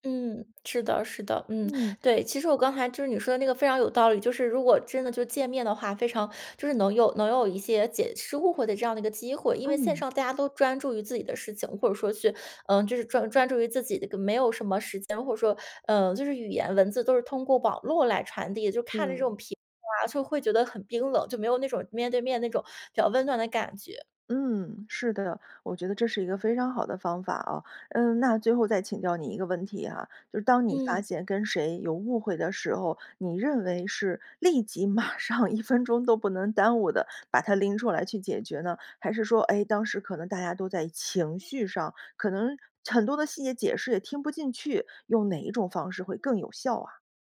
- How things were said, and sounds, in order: other noise; other background noise; laughing while speaking: "马上"
- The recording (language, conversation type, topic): Chinese, podcast, 你会怎么修复沟通中的误解？